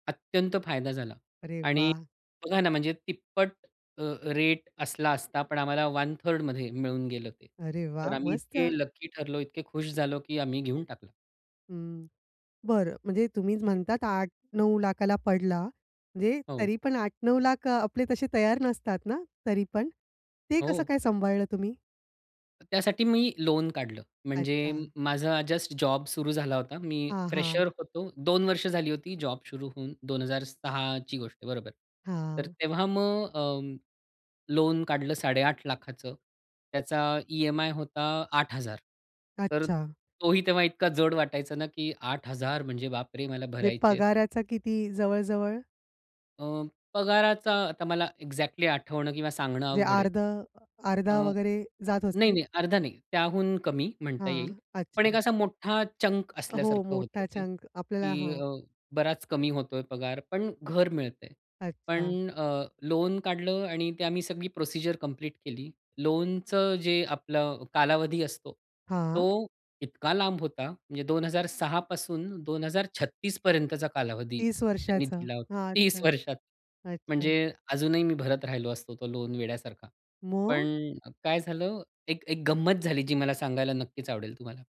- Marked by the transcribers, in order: other background noise; tapping; in English: "चंक"; in English: "चंक"; in English: "प्रोसिजर"
- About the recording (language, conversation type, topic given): Marathi, podcast, तुम्ही पहिलं घर विकत घेतल्याचा अनुभव कसा होता?